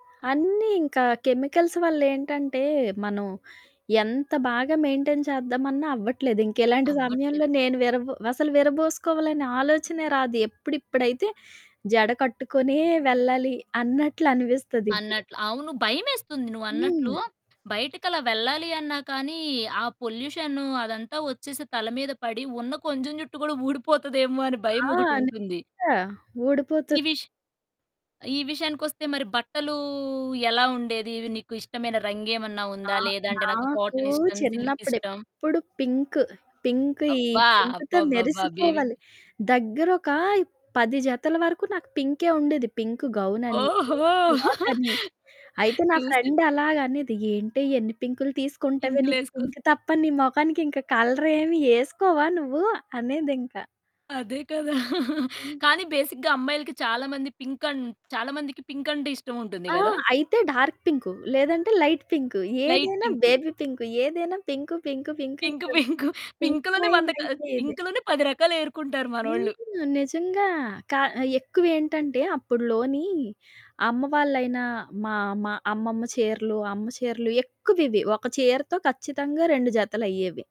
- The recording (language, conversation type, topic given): Telugu, podcast, మీ చిన్నవయసులో మీ స్టైల్ ఎలా ఉండేది?
- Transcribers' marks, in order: alarm; in English: "కెమికల్స్"; in English: "మెయిన్‌టైన్"; other background noise; distorted speech; drawn out: "బట్టలూ"; chuckle; chuckle; in English: "బేసిక్‌గా"; in English: "డార్క్"; in English: "లైట్"; in English: "లైట్"; in English: "బేబీ"; giggle; in English: "పింక్"